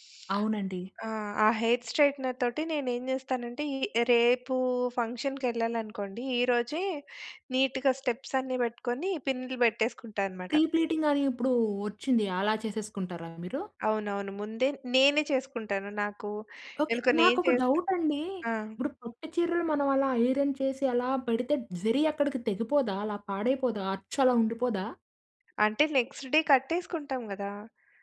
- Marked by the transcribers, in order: in English: "హెయిర్ స్ట్రెయిట్‌నర్‌తోటి"; in English: "నీట్‌గా స్టెప్స్"; in English: "ప్రీ ప్లీటింగ్"; in English: "డౌట్"; "పట్టు" said as "ప్రుట్టు"; in English: "ఐరన్"; in English: "నెక్స్ట్ డే"
- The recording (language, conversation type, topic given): Telugu, podcast, మీ గార్డ్రోబ్‌లో ఎప్పుడూ ఉండాల్సిన వస్తువు ఏది?